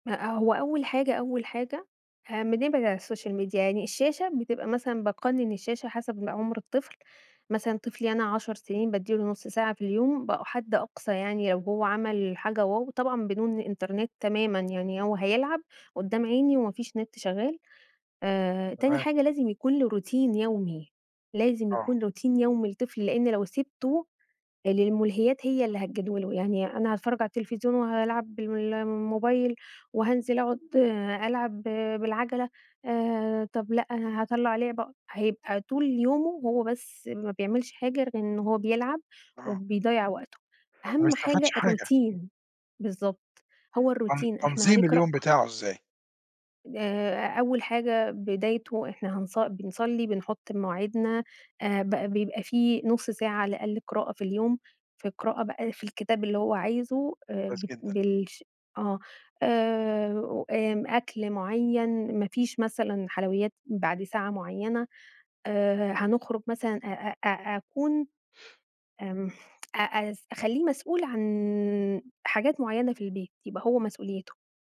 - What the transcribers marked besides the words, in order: in English: "الsocial media"; in English: "روتين"; in English: "روتين"; in English: "الروتين"; in English: "الروتين"
- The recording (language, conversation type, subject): Arabic, podcast, شو رأيك في تربية الولاد من غير عنف؟